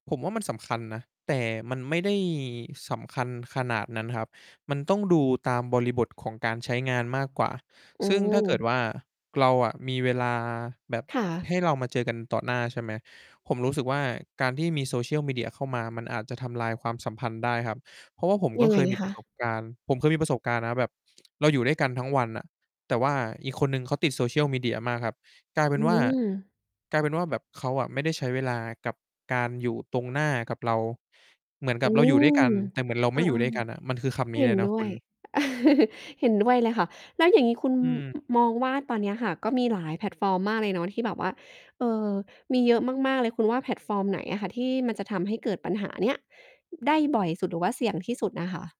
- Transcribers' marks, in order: chuckle
- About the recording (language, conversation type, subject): Thai, podcast, โซเชียลมีเดียส่งผลต่อความสัมพันธ์ของคุณอย่างไร?